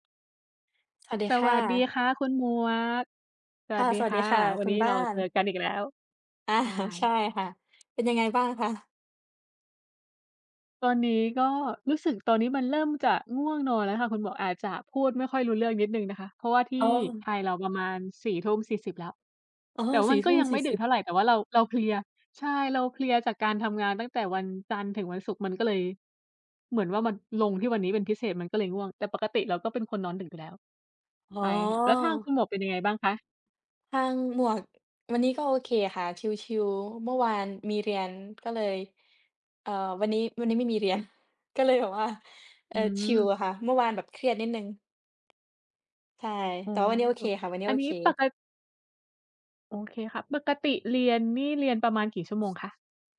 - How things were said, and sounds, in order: tapping; laughing while speaking: "อา"; laughing while speaking: "เรียน ก็เลยแบบว่า"
- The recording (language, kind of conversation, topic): Thai, unstructured, คุณเคยรู้สึกขัดแย้งกับคนที่มีความเชื่อต่างจากคุณไหม?